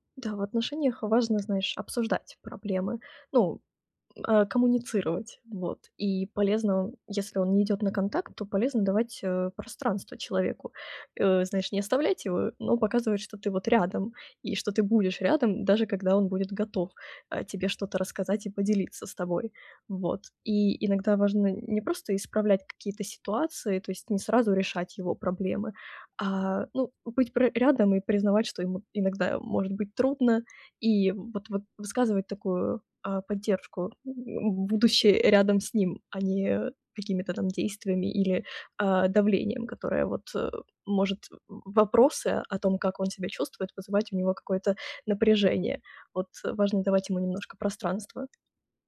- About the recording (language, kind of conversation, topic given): Russian, advice, Как поддержать партнёра, который переживает жизненные трудности?
- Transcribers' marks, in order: tapping